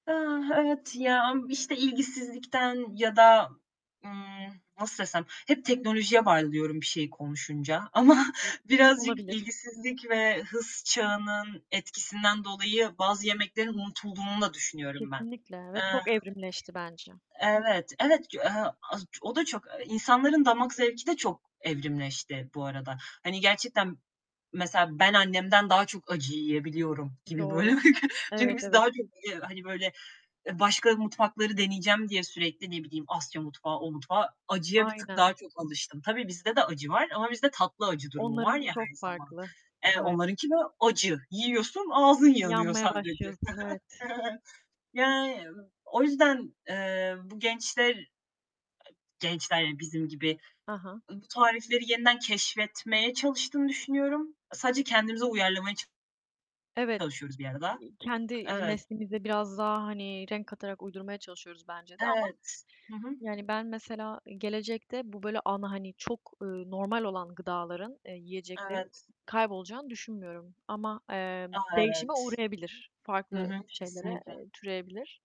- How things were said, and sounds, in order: laughing while speaking: "ama"; other noise; static; distorted speech; background speech; tapping; laughing while speaking: "gibi, böyle"; other background noise; chuckle
- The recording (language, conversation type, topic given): Turkish, unstructured, Aile tariflerinin kaybolması seni üzüyor mu?
- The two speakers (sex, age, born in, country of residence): female, 20-24, Turkey, Germany; female, 20-24, Turkey, Poland